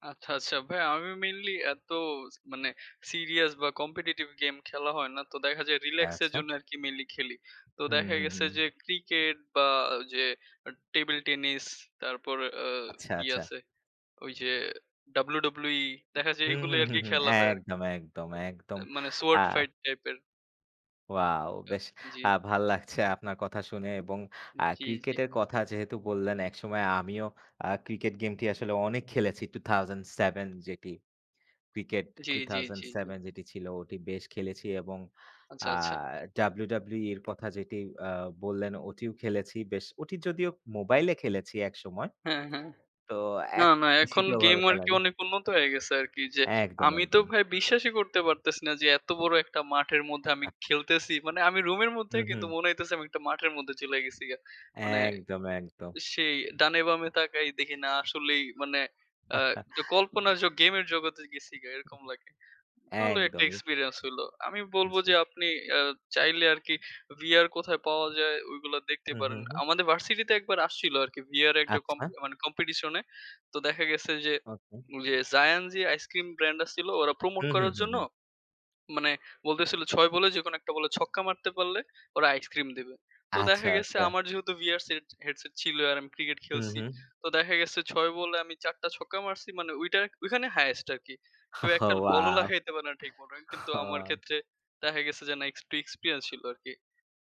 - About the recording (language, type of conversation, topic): Bengali, unstructured, ভার্চুয়াল গেমিং কি আপনার অবসর সময়ের সঙ্গী হয়ে উঠেছে?
- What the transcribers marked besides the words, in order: in English: "competitive"; laughing while speaking: "এগুলাই আরকি"; other background noise; "Shadow" said as "suad"; tapping; horn; laugh; laugh; chuckle; laughing while speaking: "ওয়াও! ওহ"